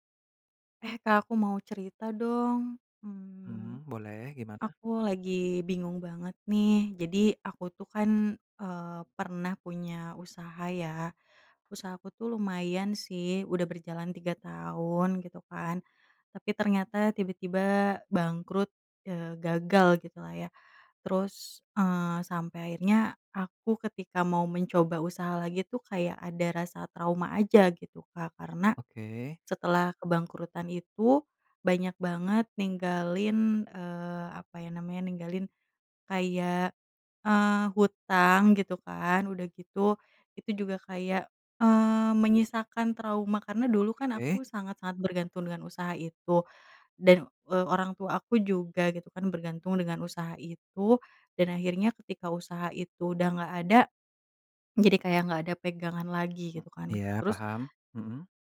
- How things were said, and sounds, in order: none
- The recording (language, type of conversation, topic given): Indonesian, advice, Bagaimana cara mengatasi trauma setelah kegagalan besar yang membuat Anda takut mencoba lagi?